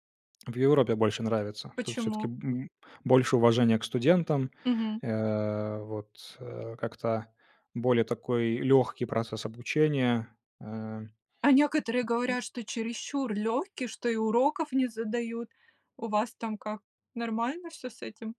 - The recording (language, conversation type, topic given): Russian, podcast, Как вы пришли к своей нынешней профессии?
- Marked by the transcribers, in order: tapping